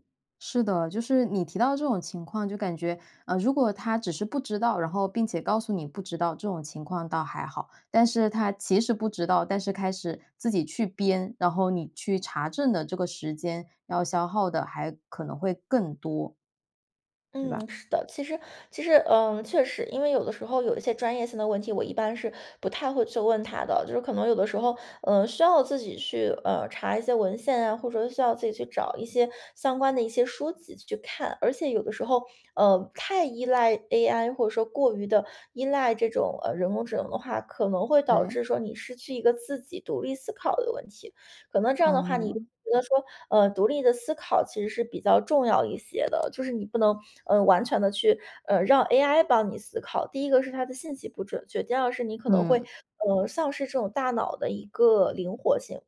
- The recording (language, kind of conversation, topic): Chinese, podcast, 你如何看待人工智能在日常生活中的应用？
- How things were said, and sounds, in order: other background noise